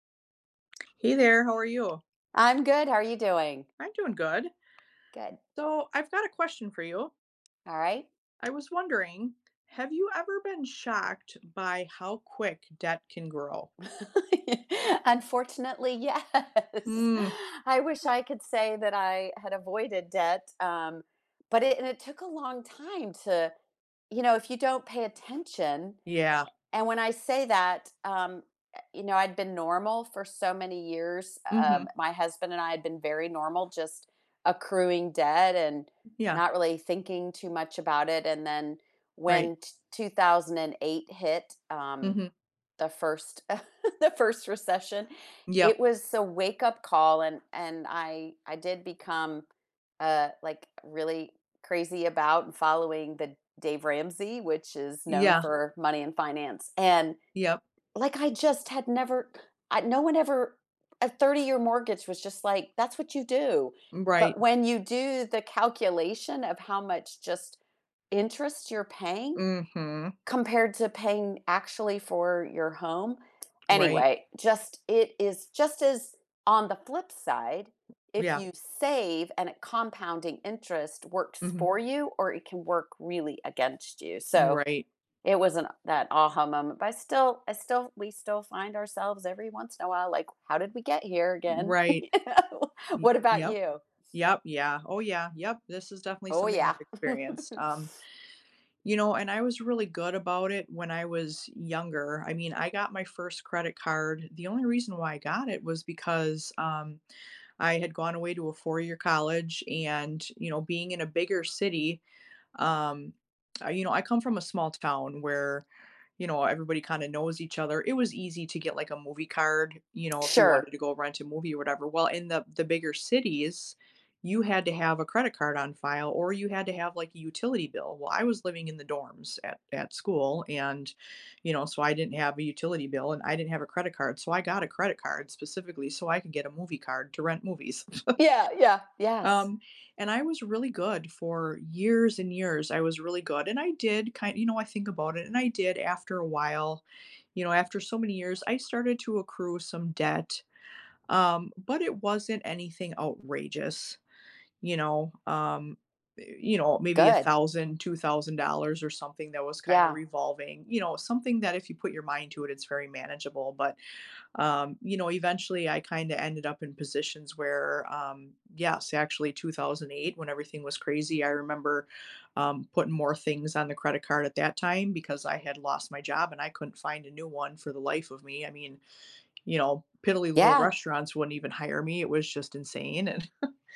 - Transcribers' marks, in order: other background noise; tapping; laugh; laughing while speaking: "yes"; laugh; background speech; laugh; chuckle; chuckle; chuckle
- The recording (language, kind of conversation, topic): English, unstructured, Were you surprised by how much debt can grow?